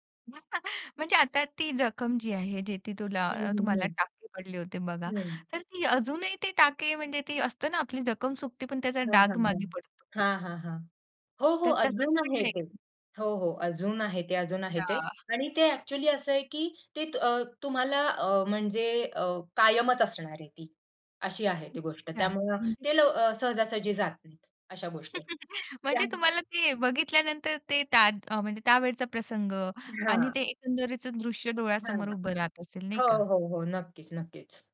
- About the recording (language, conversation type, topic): Marathi, podcast, लहानपणी अशी कोणती आठवण आहे जी आजही तुम्हाला हसवते?
- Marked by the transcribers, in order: chuckle; other background noise; in English: "ॲक्चुअली"; chuckle